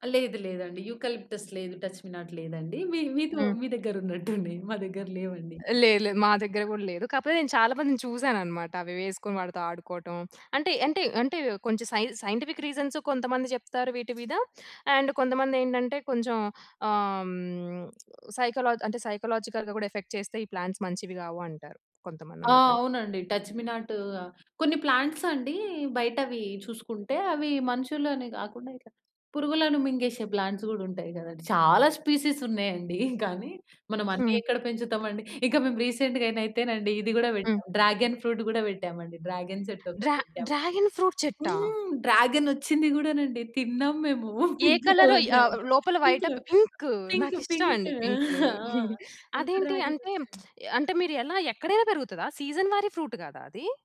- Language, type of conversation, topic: Telugu, podcast, మీకు చిన్న తోట ఉంటే దానితో మీరు ఏమి చేయాలనుకుంటారు?
- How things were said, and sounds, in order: chuckle; in English: "సైంటిఫిక్ రీజన్స్"; other background noise; in English: "అండ్"; in English: "సైకలాజికల్‌గా"; in English: "ఎఫెక్ట్"; in English: "ప్లాంట్స్"; in English: "ప్లాంట్స్"; in English: "ప్లాంట్స్"; in English: "స్పెసీస్"; in English: "రీసెంట్‌గా"; laughing while speaking: "పింక్ కలర్ డ్రాగన్ పింక్, పింక్, పింక్ ఆ!"; in English: "పింక్ కలర్"; in English: "పింక్, పింక్, పింక్"; chuckle; in English: "పింక్"; lip smack; other noise; in English: "సీజన్"; in English: "ఫ్రూట్"